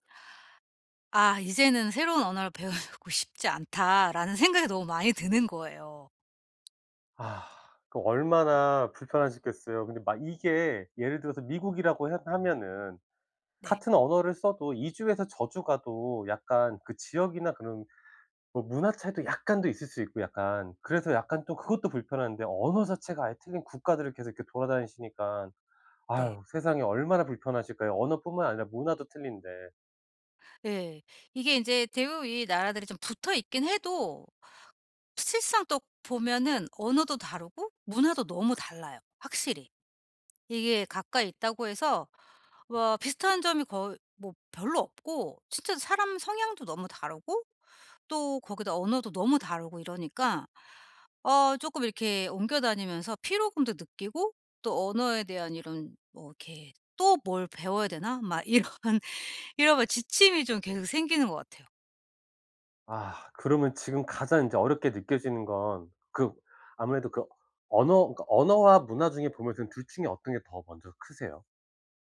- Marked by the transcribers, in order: laughing while speaking: "배우고"; other background noise; tapping; laughing while speaking: "이런"
- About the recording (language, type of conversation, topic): Korean, advice, 새로운 나라에서 언어 장벽과 문화 차이에 어떻게 잘 적응할 수 있나요?